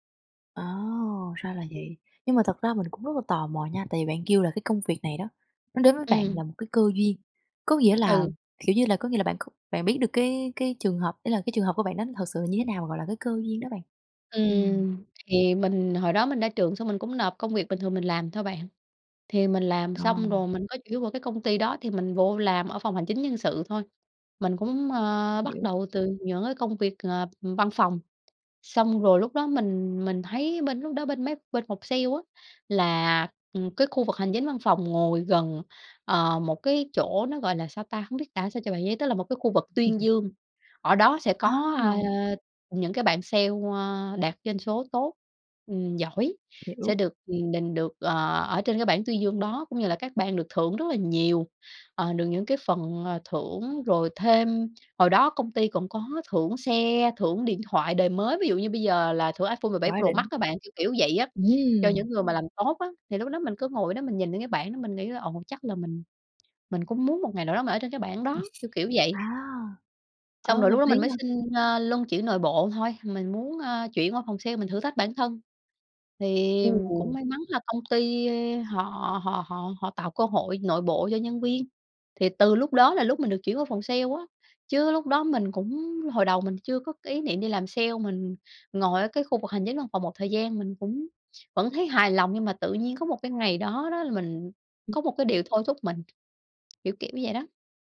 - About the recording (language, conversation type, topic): Vietnamese, podcast, Bạn biến kỹ năng thành cơ hội nghề nghiệp thế nào?
- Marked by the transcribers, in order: other background noise; tapping; chuckle; background speech; unintelligible speech